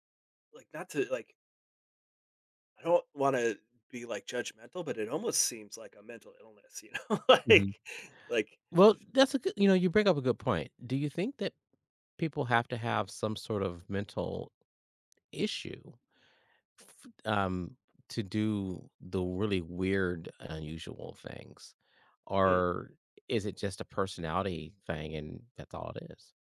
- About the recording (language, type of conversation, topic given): English, unstructured, Why do people choose unique or unconventional hobbies?
- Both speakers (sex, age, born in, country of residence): male, 45-49, United States, United States; male, 60-64, United States, United States
- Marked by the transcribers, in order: laughing while speaking: "you know, like"